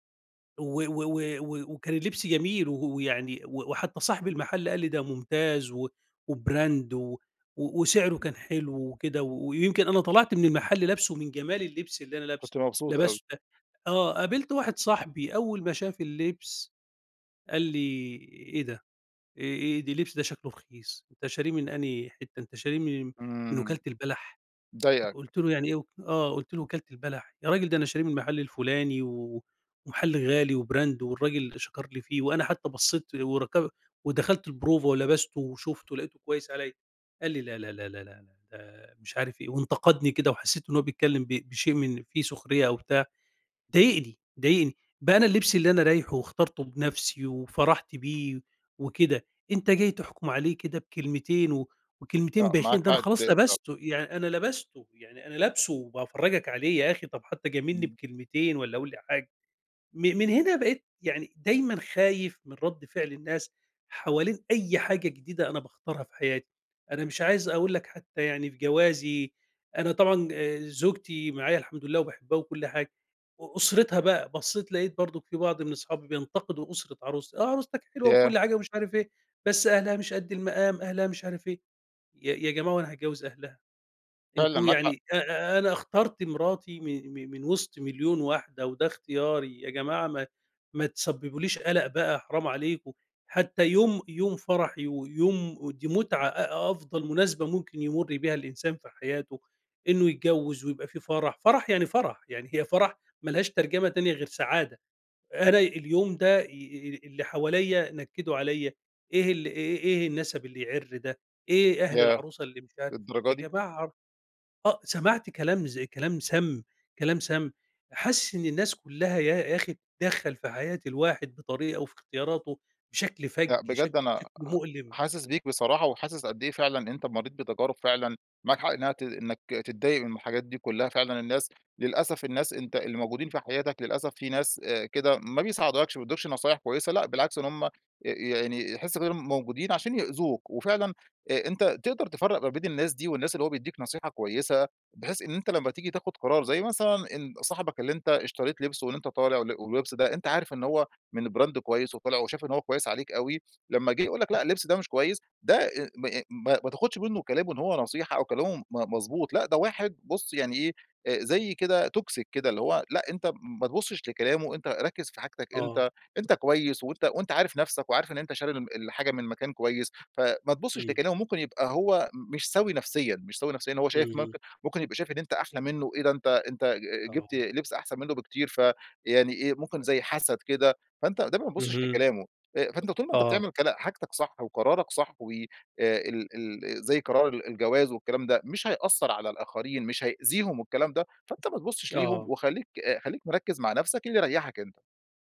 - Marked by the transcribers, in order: in English: "وBrand"; other noise; in English: "وBrand"; in English: "Brand"; in English: "Toxic"
- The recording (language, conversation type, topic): Arabic, advice, إزاي أتعامل مع قلقي من إن الناس تحكم على اختياراتي الشخصية؟